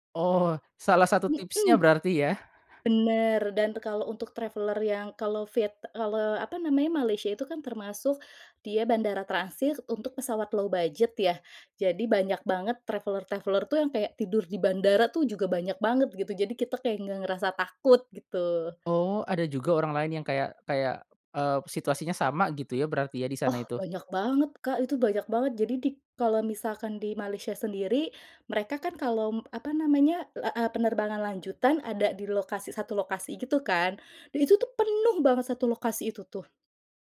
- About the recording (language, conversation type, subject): Indonesian, podcast, Tips apa yang kamu punya supaya perjalanan tetap hemat, tetapi berkesan?
- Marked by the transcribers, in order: in English: "traveler"; in English: "low budget"; in English: "traveler-traveler"; other background noise